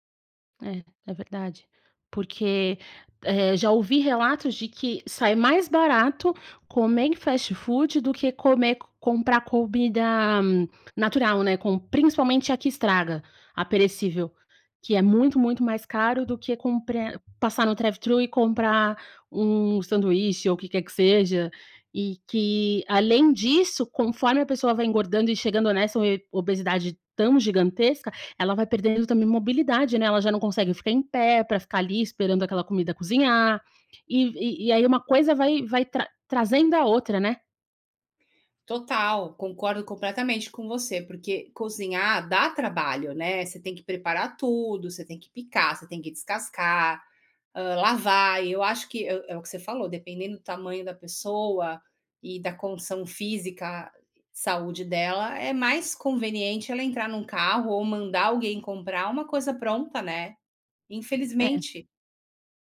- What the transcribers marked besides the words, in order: "comida" said as "cobida"; "comprar" said as "compré"
- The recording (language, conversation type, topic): Portuguese, podcast, Como a comida do novo lugar ajudou você a se adaptar?
- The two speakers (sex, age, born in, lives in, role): female, 30-34, Brazil, Portugal, host; female, 50-54, Brazil, United States, guest